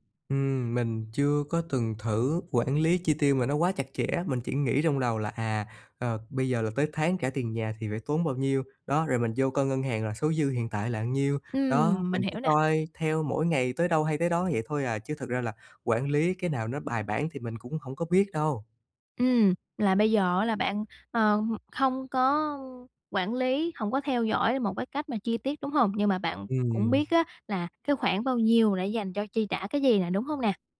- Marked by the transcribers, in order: tapping
- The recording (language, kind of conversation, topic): Vietnamese, advice, Làm thế nào để tiết kiệm khi sống ở một thành phố có chi phí sinh hoạt đắt đỏ?